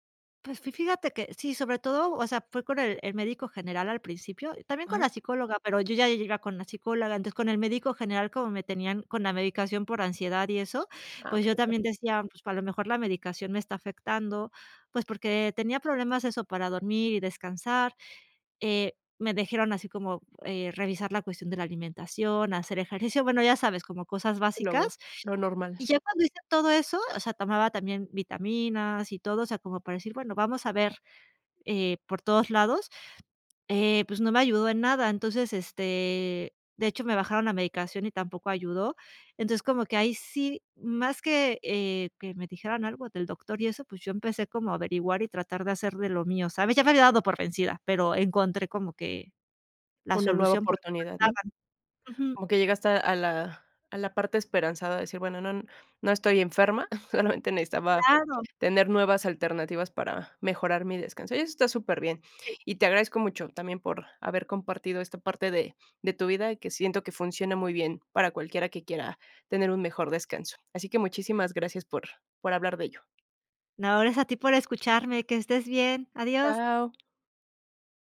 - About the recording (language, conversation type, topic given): Spanish, podcast, ¿Qué te ayuda a dormir mejor cuando la cabeza no para?
- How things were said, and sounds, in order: unintelligible speech; chuckle; fan; other background noise